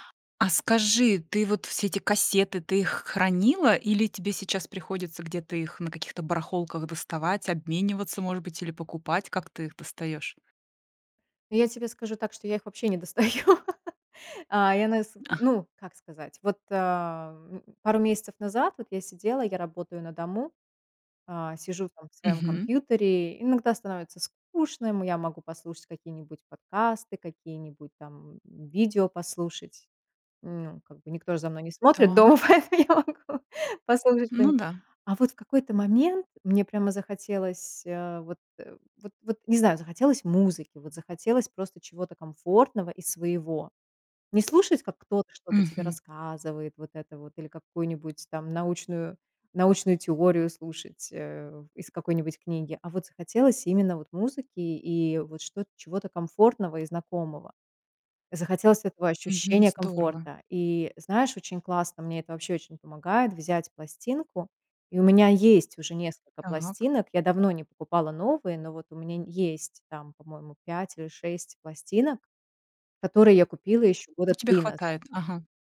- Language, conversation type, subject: Russian, podcast, Куда вы обычно обращаетесь за музыкой, когда хочется поностальгировать?
- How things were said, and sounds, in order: laughing while speaking: "достаю"; laughing while speaking: "дома, поэтому я могу"; tapping